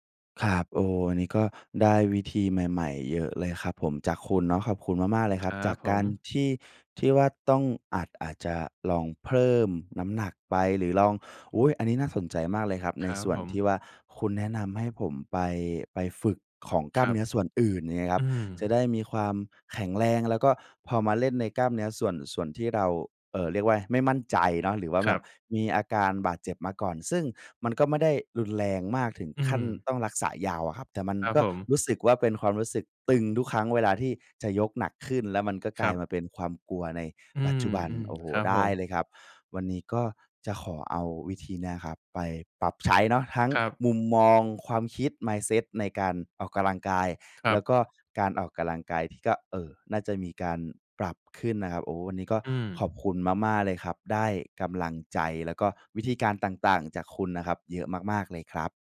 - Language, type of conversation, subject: Thai, advice, กลัวบาดเจ็บเวลาลองยกน้ำหนักให้หนักขึ้นหรือเพิ่มความเข้มข้นในการฝึก ควรทำอย่างไร?
- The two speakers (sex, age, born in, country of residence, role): male, 20-24, Thailand, Thailand, user; male, 25-29, Thailand, Thailand, advisor
- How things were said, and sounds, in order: tapping